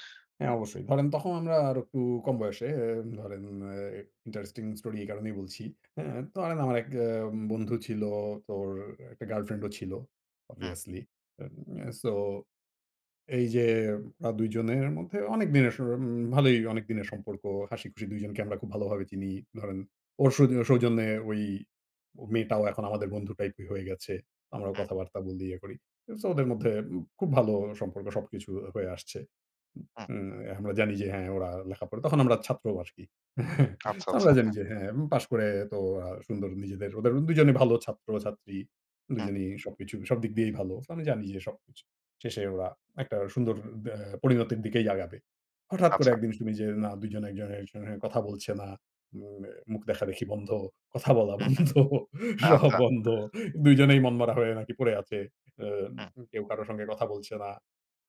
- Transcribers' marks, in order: in English: "interesting story"; tapping; in English: "obviously"; chuckle; other background noise; laughing while speaking: "বন্ধ, সব বন্ধ। দুইজনেই মনমরা হয়ে নাকি পড়ে আছে"
- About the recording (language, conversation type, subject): Bengali, podcast, সহজ তিনটি উপায়ে কীভাবে কেউ সাহায্য পেতে পারে?